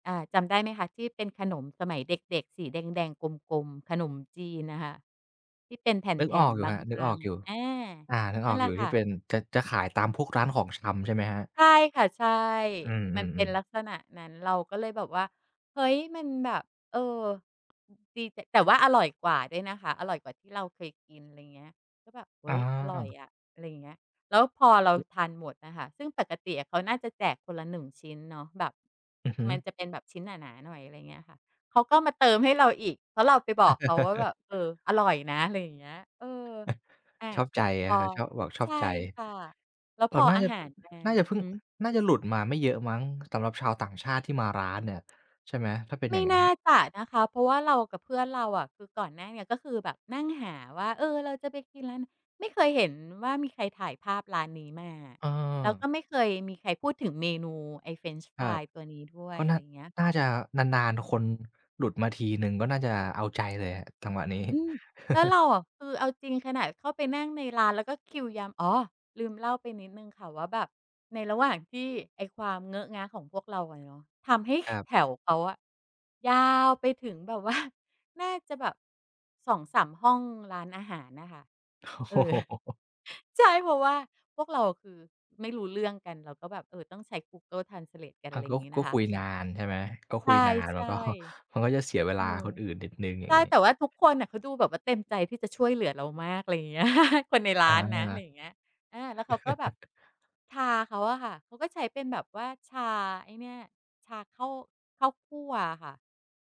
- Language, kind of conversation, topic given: Thai, podcast, คุณเคยหลงทางแล้วบังเอิญเจอร้านอาหารอร่อย ๆ ไหม?
- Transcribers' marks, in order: tapping; other background noise; chuckle; chuckle; laughing while speaking: "นี้"; chuckle; chuckle; chuckle; laughing while speaking: "โอ้โฮ"; laughing while speaking: "ก็"; chuckle; chuckle